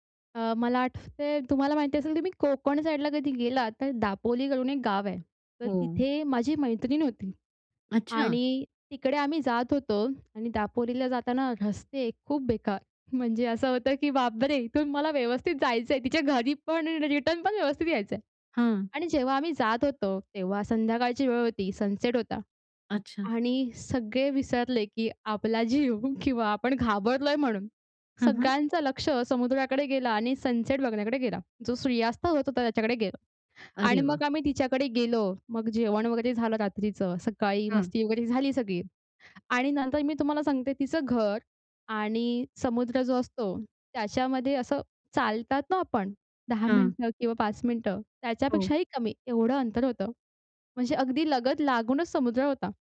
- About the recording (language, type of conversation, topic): Marathi, podcast, सूर्यास्त बघताना तुम्हाला कोणत्या भावना येतात?
- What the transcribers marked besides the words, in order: in English: "सनसेट"; in English: "सनसेट"